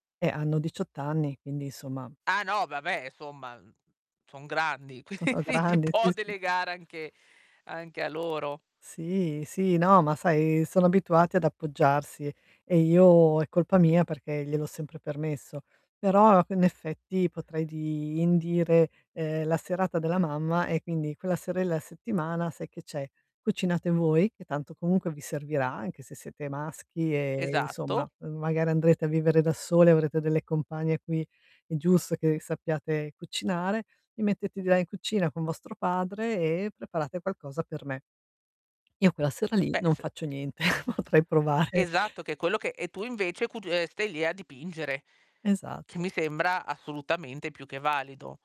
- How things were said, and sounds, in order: static; distorted speech; laughing while speaking: "quindi si può delegare"; tapping; laughing while speaking: "niente potrei provare"; chuckle
- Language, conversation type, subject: Italian, advice, Come posso ritagliarmi del tempo libero per coltivare i miei hobby e rilassarmi a casa?